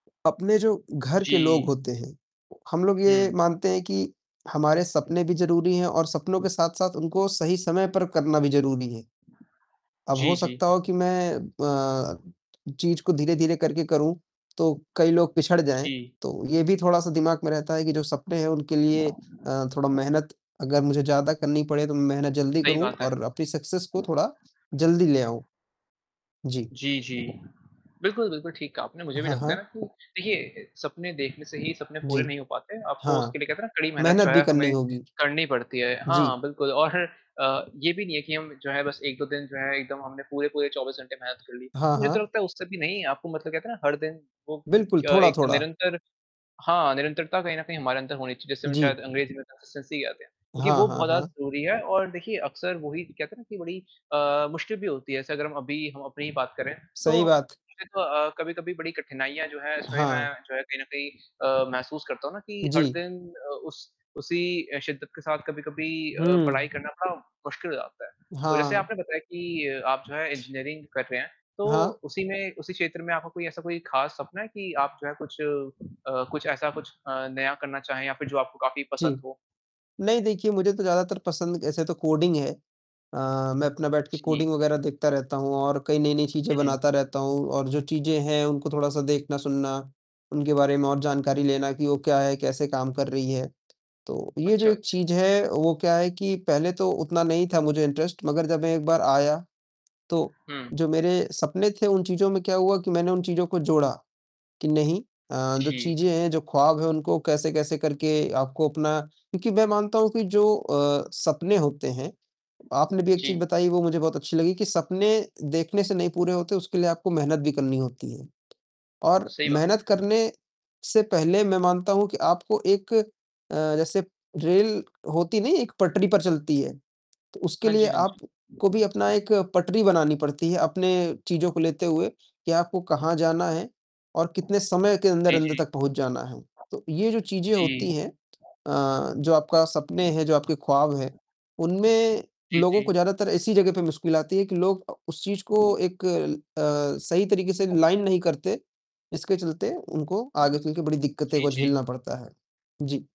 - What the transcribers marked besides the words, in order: static; other background noise; tapping; in English: "सक्सेस"; wind; laughing while speaking: "और"; other noise; distorted speech; in English: "कंसिस्टेंसी"; in English: "कोडिंग"; in English: "कोडिंग"; in English: "इंटरेस्ट"; in English: "लाइन"
- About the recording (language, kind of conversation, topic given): Hindi, unstructured, तुम्हारे भविष्य के सपने क्या हैं?